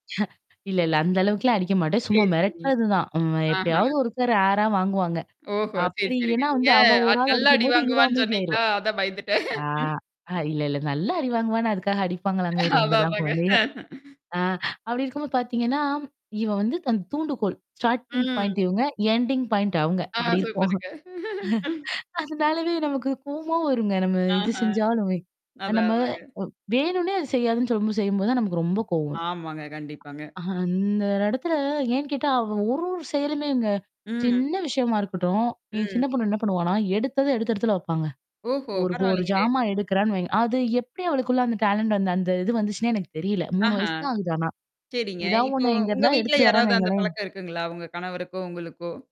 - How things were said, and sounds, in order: other noise; distorted speech; tapping; in English: "ரேரா"; laughing while speaking: "நீங்க அது நல்லா அடி வாங்குவேன்னு சொன்னீங்களா, அதான் பயந்துட்டேன்"; other background noise; chuckle; laughing while speaking: "அதான் அதாங்க"; inhale; laugh; static; in English: "ஸ்டார்ட்டிங் பாயிண்ட்"; in English: "எண்டிங் பாயிண்ட்"; laughing while speaking: "ஆ, சூப்பருங்க"; chuckle; laughing while speaking: "அதனாலவே நமக்குக் கோவமா வருங்க"; laugh; mechanical hum; in English: "டெலன்ட்"
- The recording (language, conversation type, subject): Tamil, podcast, குழந்தைகள் புரிந்துகொள்ள வார்த்தைகள் முக்கியமா, செயல்கள் முக்கியமா?